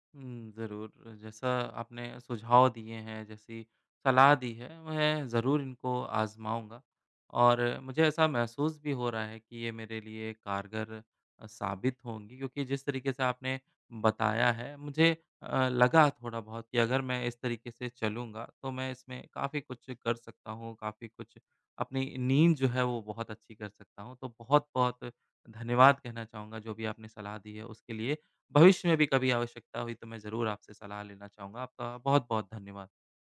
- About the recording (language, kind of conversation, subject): Hindi, advice, रात में बार-बार जागना और फिर सो न पाना
- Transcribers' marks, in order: other background noise